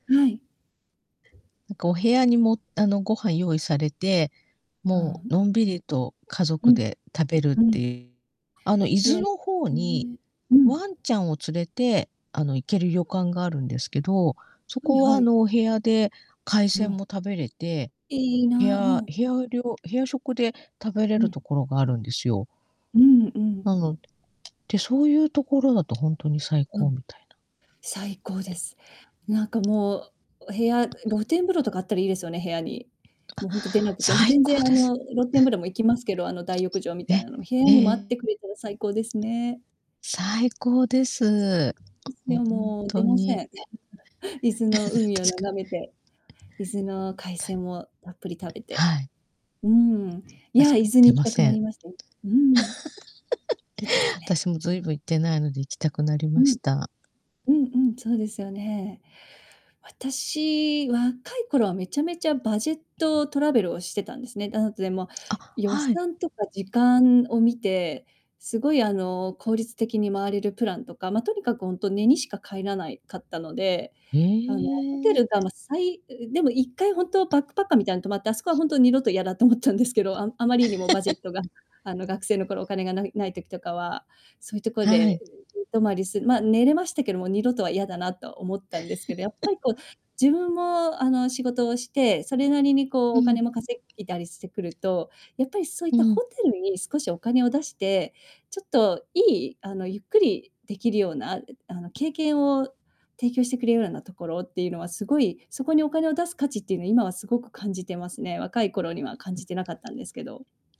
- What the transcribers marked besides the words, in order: distorted speech; other background noise; tapping; static; chuckle; laugh; laugh; in English: "バジェットトラベル"; in English: "バックパッカー"; in English: "バジェット"; laugh; chuckle
- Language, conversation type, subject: Japanese, unstructured, 家族と旅行に行くなら、どこに行きたいですか？